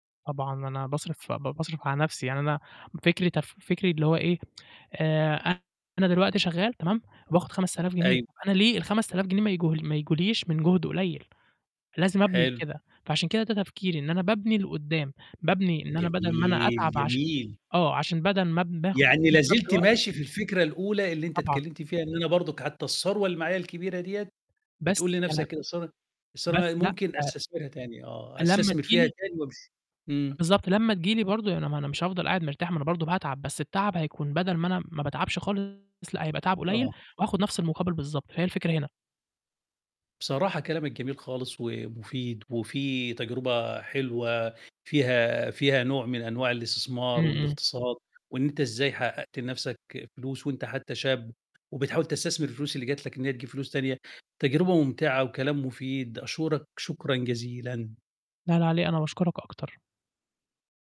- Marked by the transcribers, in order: distorted speech; mechanical hum; static; unintelligible speech; unintelligible speech
- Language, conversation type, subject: Arabic, podcast, إزاي تختار بين إنك ترتاح ماليًا دلوقتي وبين إنك تبني ثروة بعدين؟